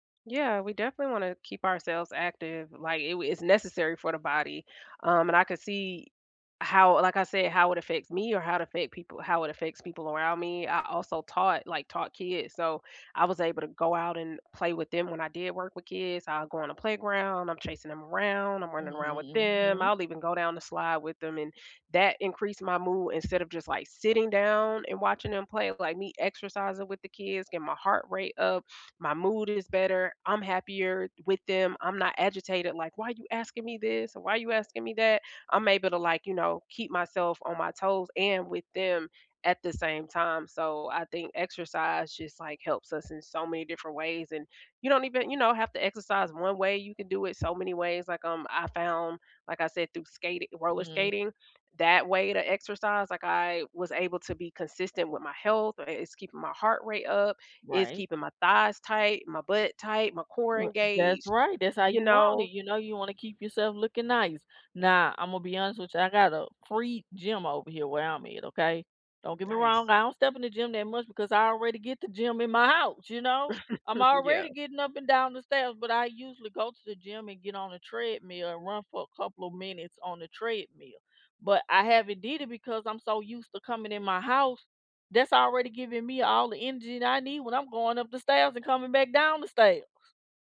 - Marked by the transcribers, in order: other background noise; drawn out: "Mhm"; chuckle
- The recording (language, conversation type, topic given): English, unstructured, How has exercise helped improve your mood in a surprising way?
- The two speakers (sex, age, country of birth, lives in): female, 35-39, United States, United States; female, 40-44, United States, United States